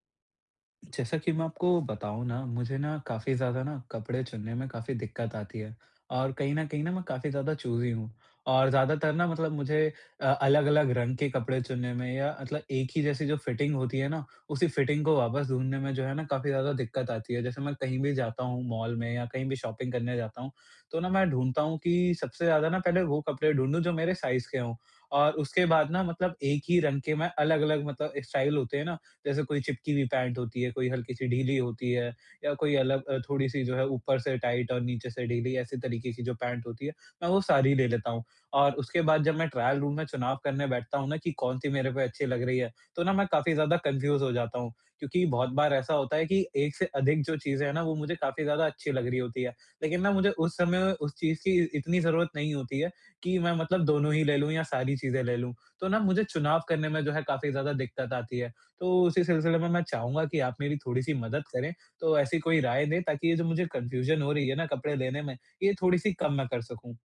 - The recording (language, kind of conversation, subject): Hindi, advice, मेरे लिए किस तरह के कपड़े सबसे अच्छे होंगे?
- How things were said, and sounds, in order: in English: "चूज़ी"; in English: "फ़िटिंग"; in English: "फ़िटिंग"; in English: "शॉपिंग"; in English: "साइज़"; in English: "स्टाइल"; in English: "टाइट"; in English: "ट्रायल रूम"; in English: "कन्फ्यूज़"; in English: "कन्फ्यूज़न"